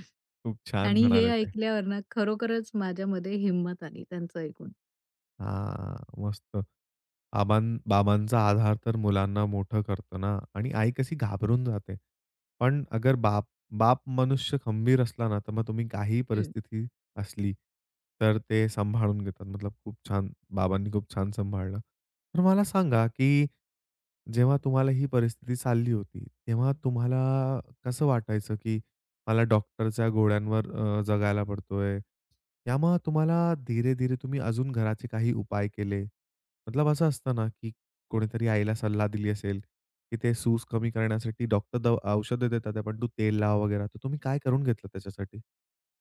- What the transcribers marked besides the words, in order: drawn out: "हां"
- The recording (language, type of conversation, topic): Marathi, podcast, जखम किंवा आजारानंतर स्वतःची काळजी तुम्ही कशी घेता?